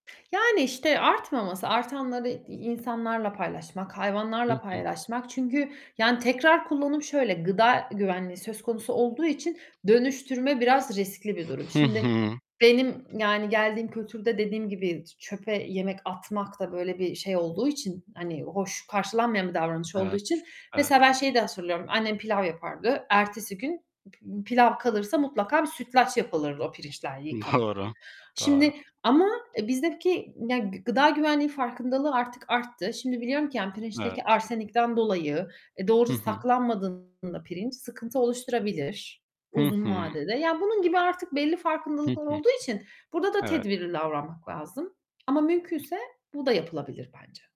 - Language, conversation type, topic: Turkish, podcast, Yiyecek israfını azaltmak için hangi pratik tavsiyeleri önerirsin?
- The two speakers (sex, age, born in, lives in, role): female, 35-39, Turkey, Italy, guest; male, 25-29, Turkey, Poland, host
- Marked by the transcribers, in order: tapping; distorted speech; other background noise; laughing while speaking: "Doğru"